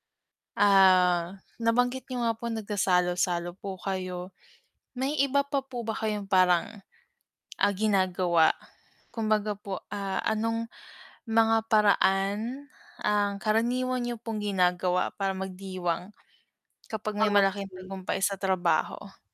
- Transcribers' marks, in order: tapping; lip smack; static
- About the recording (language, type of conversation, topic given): Filipino, unstructured, Paano mo ipinagdiriwang ang tagumpay sa trabaho?